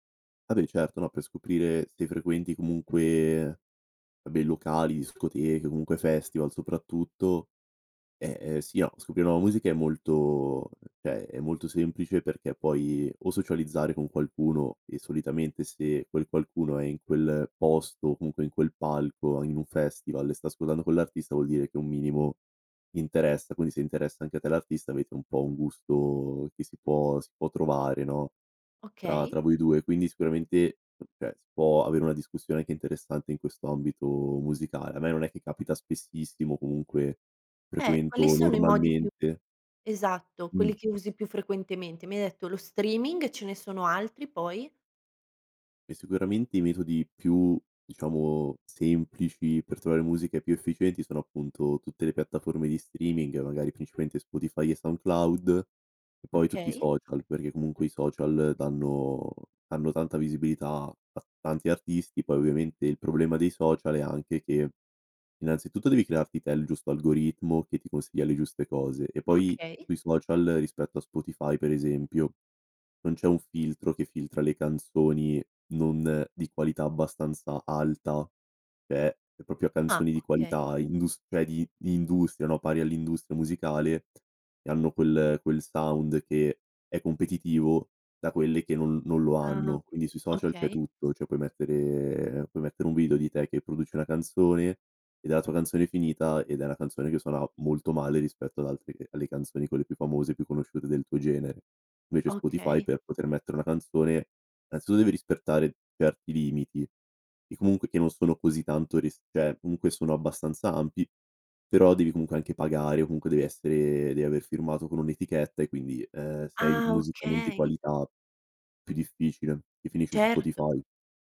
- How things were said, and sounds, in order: "cioè" said as "ceh"; tapping; "cioè" said as "ceh"; "principalmente" said as "principamente"; "Cioè" said as "ceh"; "proprio" said as "propio"; in English: "sound"; "cioè" said as "ceh"; "innanzitutto" said as "nanzituto"; "rispettare" said as "rispertare"; "cioè" said as "ceh"
- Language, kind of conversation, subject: Italian, podcast, Come scegli la nuova musica oggi e quali trucchi usi?